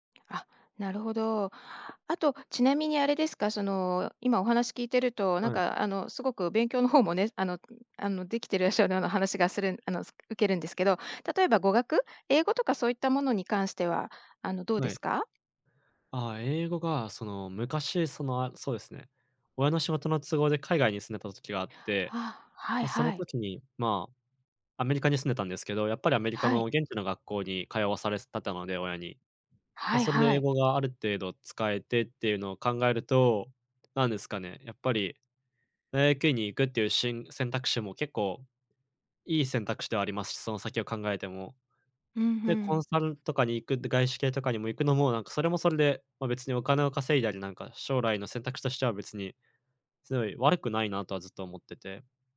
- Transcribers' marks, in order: tapping; other background noise
- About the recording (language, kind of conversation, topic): Japanese, advice, キャリアの方向性に迷っていますが、次に何をすればよいですか？